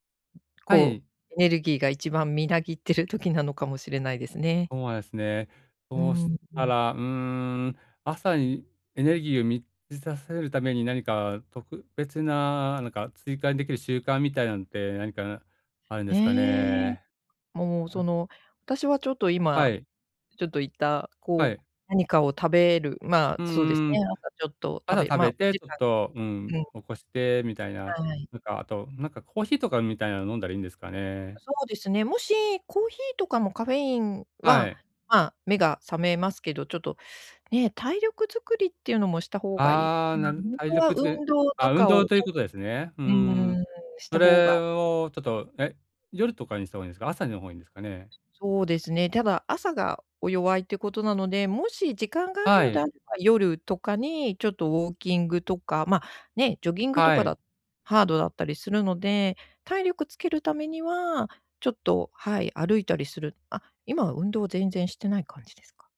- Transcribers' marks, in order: other noise
- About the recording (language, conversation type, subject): Japanese, advice, 体力がなくて日常生活がつらいと感じるのはなぜですか？